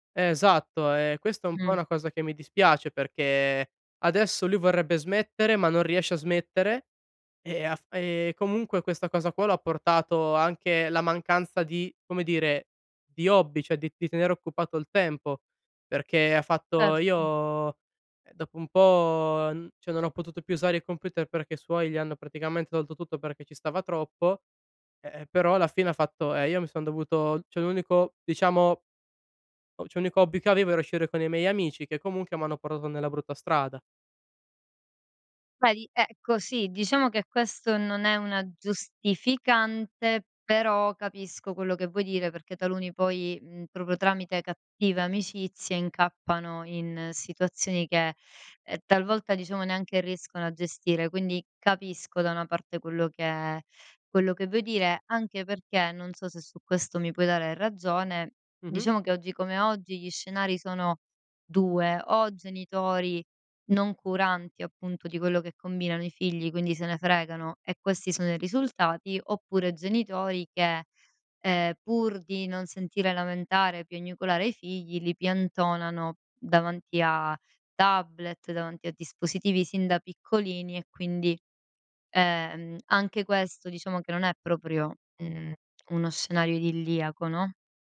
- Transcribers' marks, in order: "cioè" said as "ceh"; "cioè" said as "ceh"; "cioè" said as "ceh"; "cioè" said as "ceh"
- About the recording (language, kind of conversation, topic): Italian, podcast, Come creare confini tecnologici in famiglia?